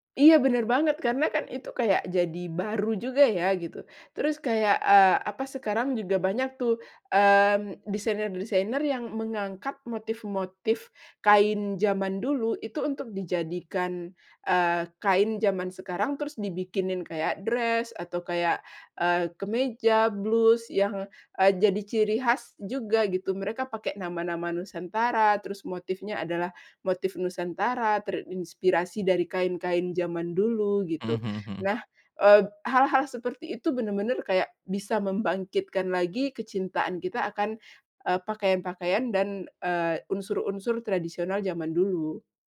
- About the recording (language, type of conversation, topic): Indonesian, podcast, Kenapa banyak orang suka memadukan pakaian modern dan tradisional, menurut kamu?
- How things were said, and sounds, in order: other background noise; in English: "dress"